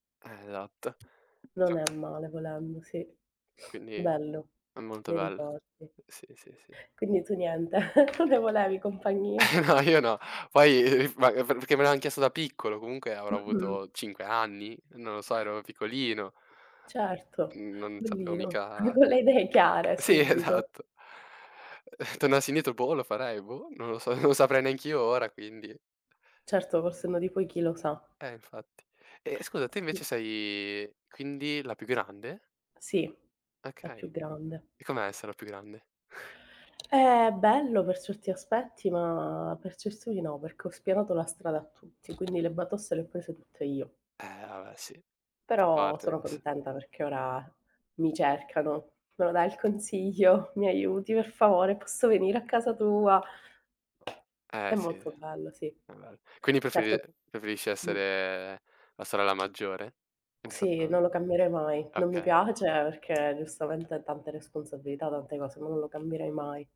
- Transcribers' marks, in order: tapping; other background noise; "Cioè" said as "ceh"; laugh; laughing while speaking: "No, io no. Poi"; unintelligible speech; laughing while speaking: "Con le"; laughing while speaking: "esatto"; other noise; laughing while speaking: "on saprei neanch'io ora, quindi"; "non" said as "on"; "scusa" said as "scua"; chuckle; laughing while speaking: "consiglio?"; unintelligible speech
- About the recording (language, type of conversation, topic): Italian, unstructured, Qual è il tuo ricordo d’infanzia più felice?